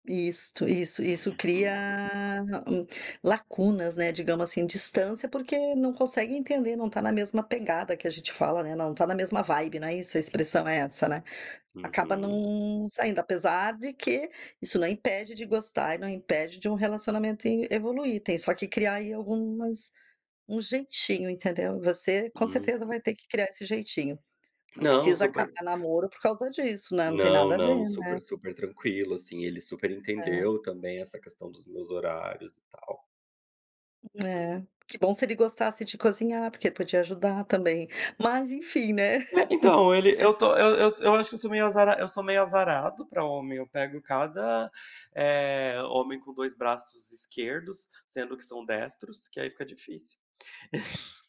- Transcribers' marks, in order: drawn out: "cria"; tongue click; other background noise; laugh; chuckle
- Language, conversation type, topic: Portuguese, advice, Como a sua rotina lotada impede você de preparar refeições saudáveis?
- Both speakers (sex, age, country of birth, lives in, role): female, 55-59, Brazil, United States, advisor; male, 30-34, Brazil, Portugal, user